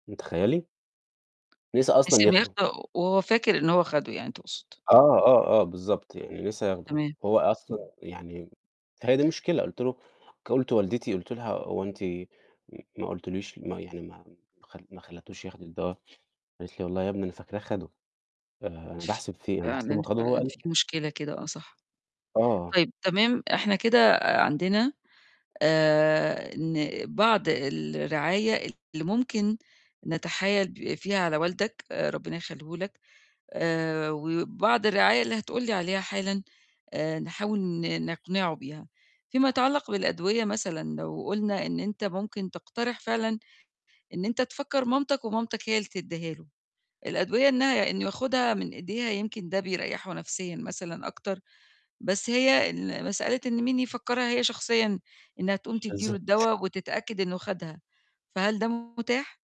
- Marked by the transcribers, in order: tapping; other background noise; other street noise; distorted speech
- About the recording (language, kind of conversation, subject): Arabic, advice, إزاي بتتعامل مع ضغط مسؤولية رعاية والديك الكبار في السن؟